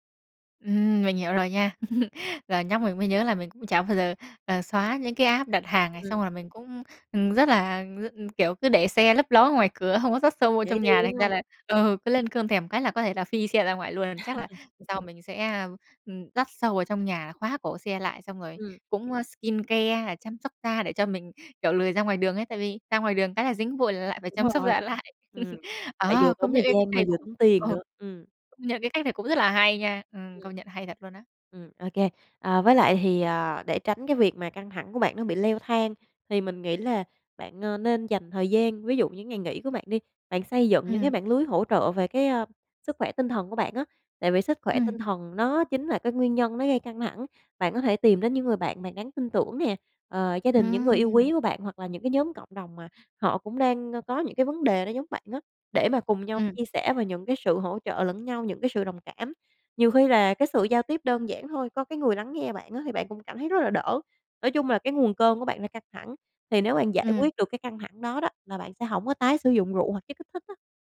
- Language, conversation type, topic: Vietnamese, advice, Tôi có đang tái dùng rượu hoặc chất kích thích khi căng thẳng không, và tôi nên làm gì để kiểm soát điều này?
- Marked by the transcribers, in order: other background noise; chuckle; in English: "app"; tapping; laughing while speaking: "ừ"; chuckle; in English: "skincare"; laughing while speaking: "lại"; chuckle